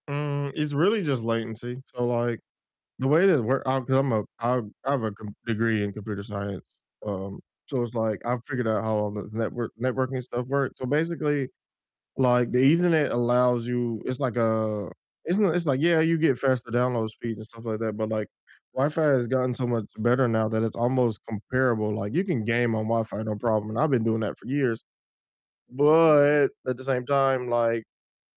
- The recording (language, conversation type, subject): English, unstructured, What tiny tech upgrade has felt like a big win for you?
- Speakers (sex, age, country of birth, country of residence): female, 55-59, United States, United States; male, 30-34, United States, United States
- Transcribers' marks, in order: drawn out: "But"